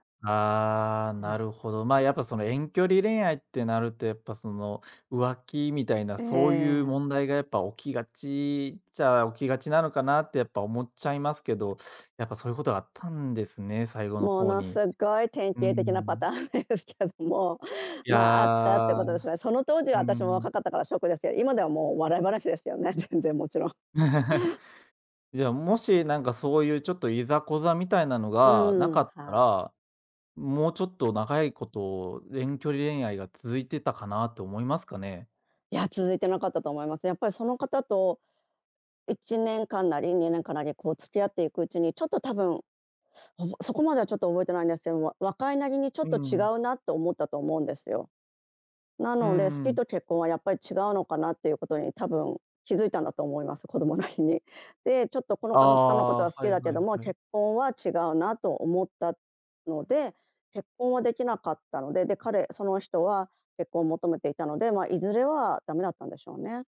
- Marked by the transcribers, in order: other background noise; laughing while speaking: "パターンですけども"; chuckle
- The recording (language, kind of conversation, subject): Japanese, podcast, 遠距離恋愛を続けるために、どんな工夫をしていますか？